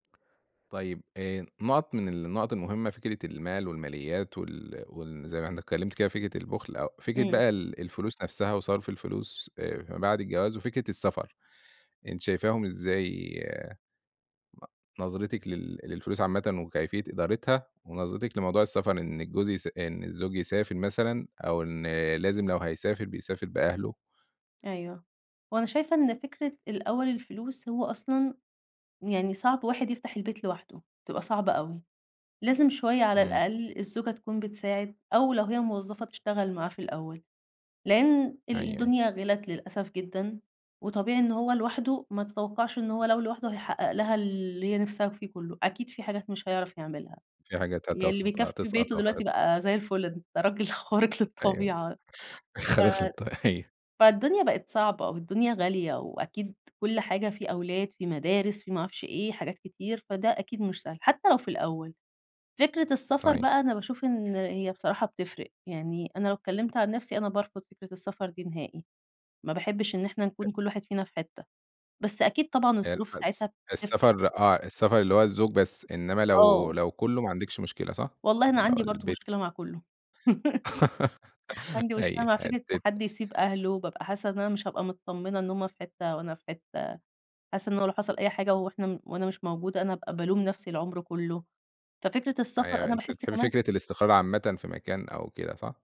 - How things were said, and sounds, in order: tapping; other noise; laughing while speaking: "خارق للطبيعة"; laughing while speaking: "خارق للطبيعة"; laugh; unintelligible speech
- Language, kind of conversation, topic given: Arabic, podcast, إيه أهم حاجة كنت بتفكر فيها قبل ما تتجوز؟